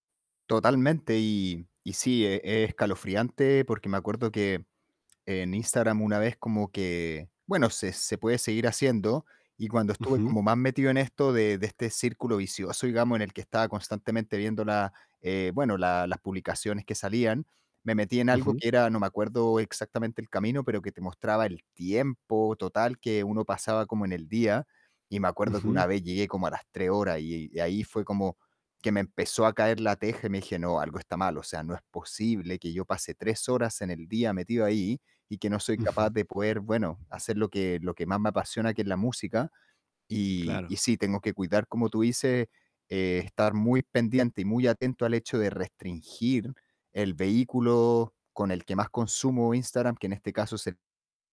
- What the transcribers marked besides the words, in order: distorted speech
- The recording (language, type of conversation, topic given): Spanish, advice, ¿Cómo te distraes con las redes sociales durante tus momentos creativos?